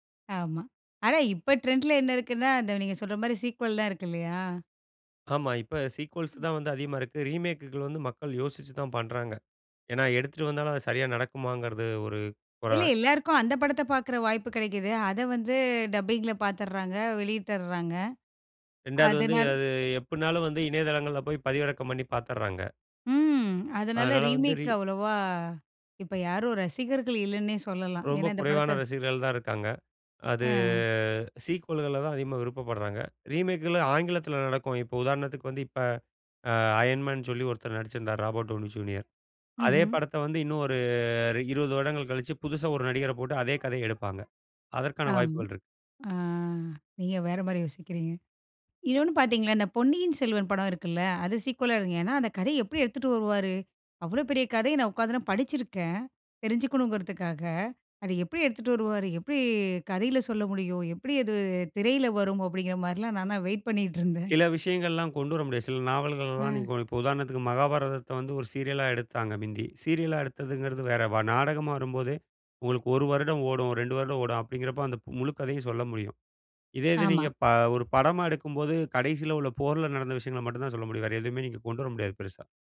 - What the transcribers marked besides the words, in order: in English: "சீக்வல்லாம்"; tapping; in English: "சீக்வல்ஸ்"; in English: "ரீமேக்‌குகள்"; unintelligible speech; in English: "ரீமேக்"; drawn out: "அது"; in English: "சீக்வல்கள்ல"; in English: "ரீமேக்குகள்"; "எடுப்பாங்க" said as "எழுப்பாங்க"; in English: "சீக்குவலா"; "நான்லாம்" said as "நானா"
- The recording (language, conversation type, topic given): Tamil, podcast, ரீமேக்குகள், சீக்வெல்களுக்கு நீங்கள் எவ்வளவு ஆதரவு தருவீர்கள்?